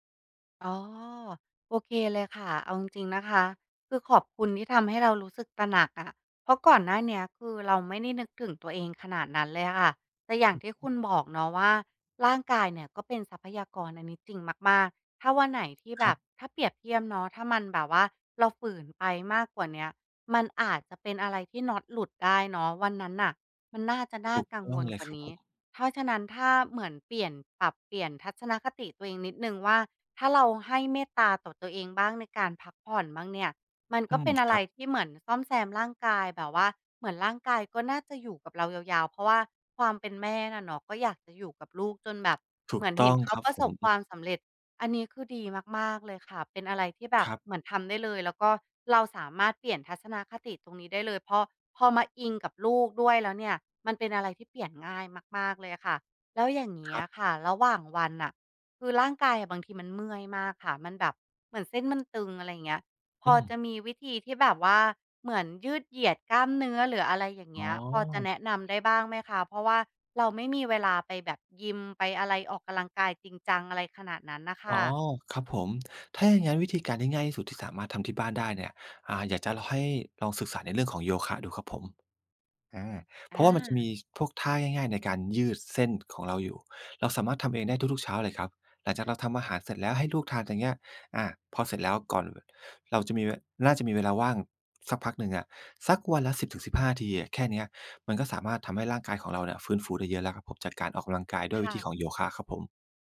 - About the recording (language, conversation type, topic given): Thai, advice, ฉันรู้สึกเหนื่อยล้าทั้งร่างกายและจิตใจ ควรคลายความเครียดอย่างไร?
- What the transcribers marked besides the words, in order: drawn out: "อ๋อ"; unintelligible speech; other background noise; drawn out: "อ๋อ"; tapping; "ออกกำลังกาย" said as "ออกกะลังกาย"; drawn out: "อา"